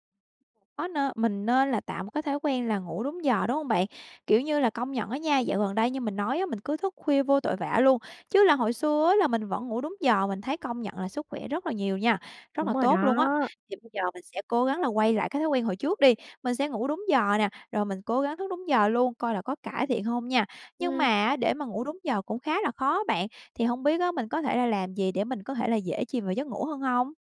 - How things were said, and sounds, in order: none
- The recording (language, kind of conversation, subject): Vietnamese, advice, Bạn đang bị mất ngủ và ăn uống thất thường vì đau buồn, đúng không?